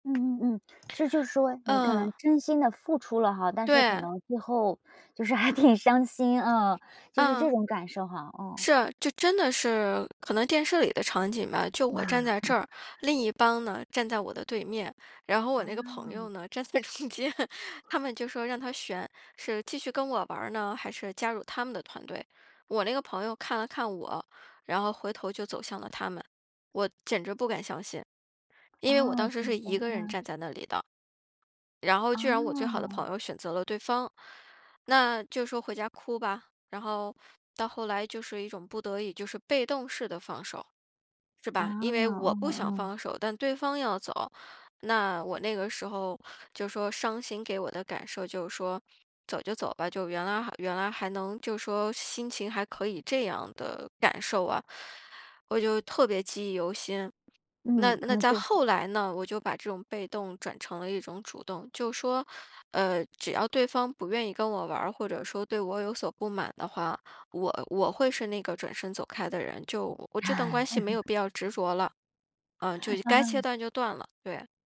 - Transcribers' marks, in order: other background noise; laughing while speaking: "还挺伤心啊"; laugh; laughing while speaking: "站在中间"; unintelligible speech; laugh
- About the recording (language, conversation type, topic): Chinese, podcast, 你能谈谈一次你学会放手的经历吗？